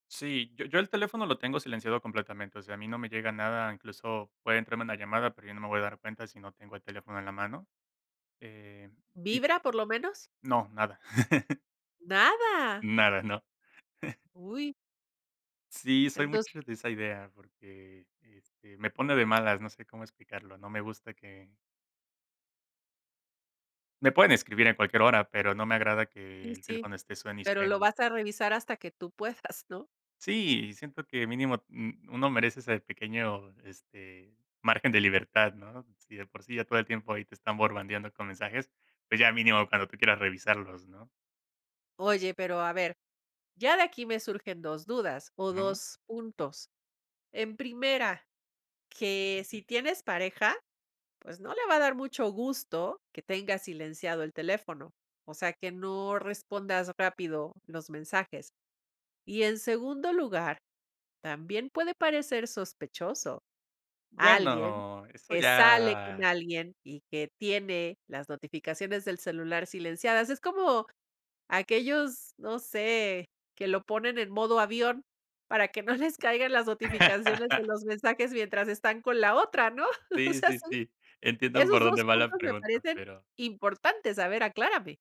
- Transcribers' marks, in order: laugh; giggle; giggle; "bombardeando" said as "borbandeando"; drawn out: "Bueno"; laugh; chuckle
- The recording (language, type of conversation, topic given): Spanish, podcast, ¿Cómo interpretas que alguien revise su teléfono durante una reunión?